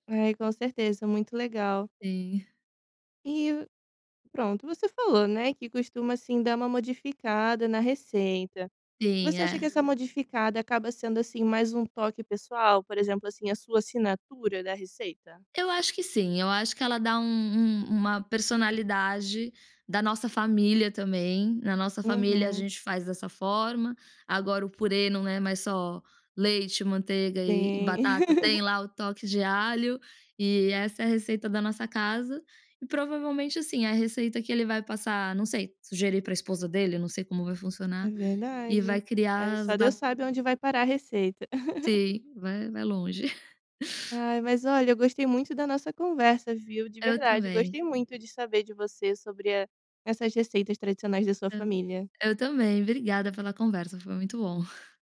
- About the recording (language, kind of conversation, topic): Portuguese, podcast, Por que você gosta de cozinhar receitas tradicionais?
- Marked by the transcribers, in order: laugh; chuckle; unintelligible speech; chuckle